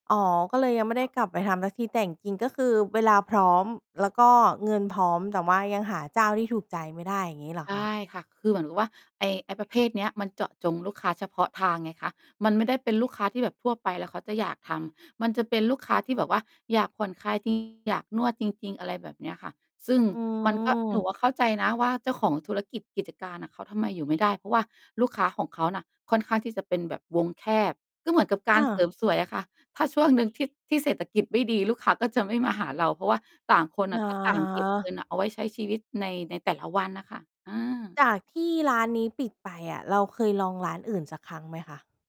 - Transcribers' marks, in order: distorted speech
- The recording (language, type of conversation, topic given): Thai, podcast, มีงานอดิเรกอะไรที่คุณอยากกลับไปทำอีกครั้ง แล้วอยากเล่าให้ฟังไหม?